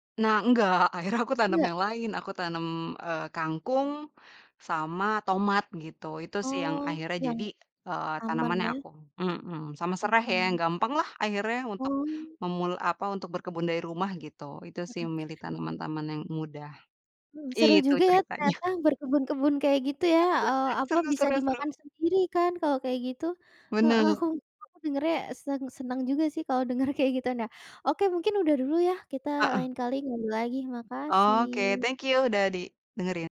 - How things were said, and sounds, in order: laughing while speaking: "enggak, akhirnya"; chuckle; laughing while speaking: "dengar kayak gitu"
- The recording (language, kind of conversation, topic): Indonesian, podcast, Apa tips penting untuk mulai berkebun di rumah?